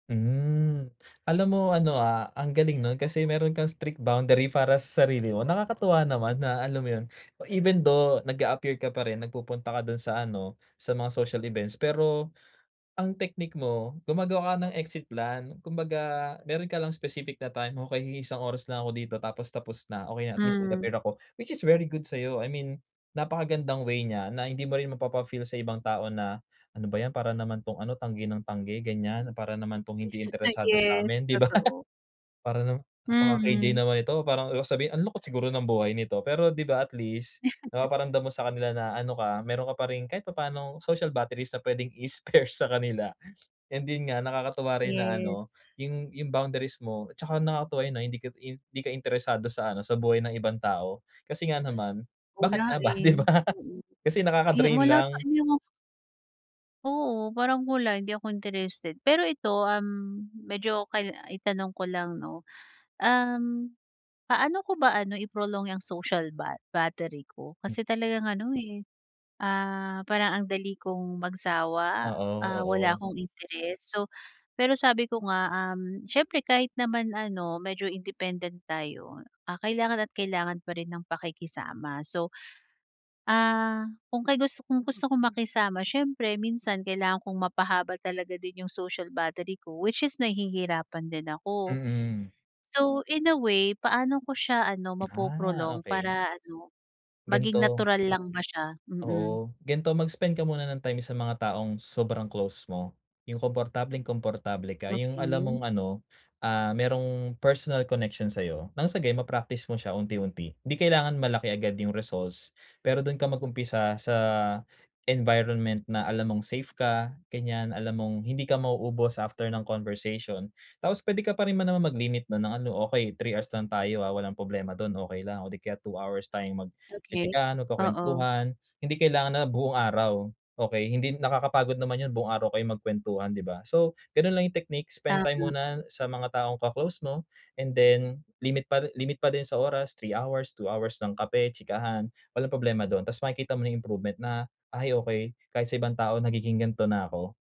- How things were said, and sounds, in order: laughing while speaking: "'di ba?"; chuckle; in English: "social batteries"; laughing while speaking: "i-spare"; laughing while speaking: "ba, 'di ba?"; tapping
- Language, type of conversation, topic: Filipino, advice, Paano ko haharapin ang pagod at stress ngayong holiday?